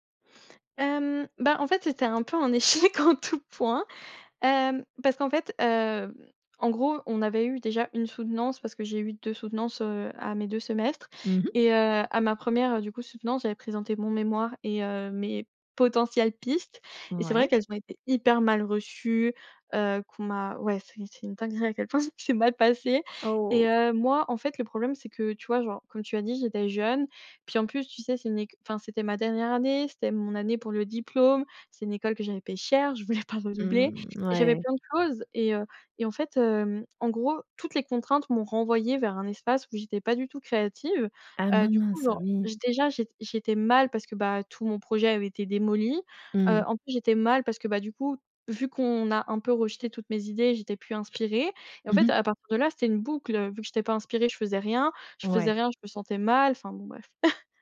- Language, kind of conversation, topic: French, podcast, Comment transformes-tu un échec créatif en leçon utile ?
- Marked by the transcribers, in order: other background noise; laughing while speaking: "un échec en tout point"; laughing while speaking: "ça s'est mal passé !"; tapping; sad: "Oh !"; stressed: "cher"; laughing while speaking: "pas redoubler"; stressed: "mal"; chuckle